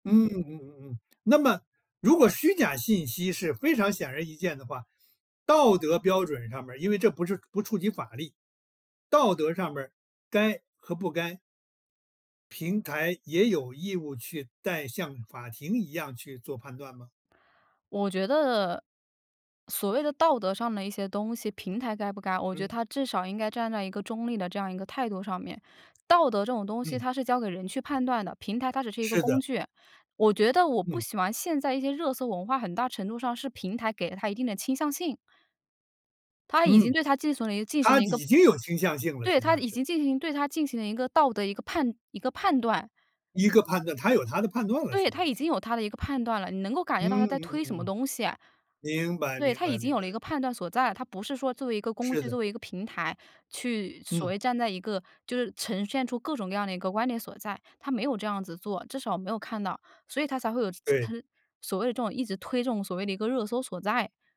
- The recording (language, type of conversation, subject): Chinese, podcast, 你怎么看待社交媒体上的热搜文化？
- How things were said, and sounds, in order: none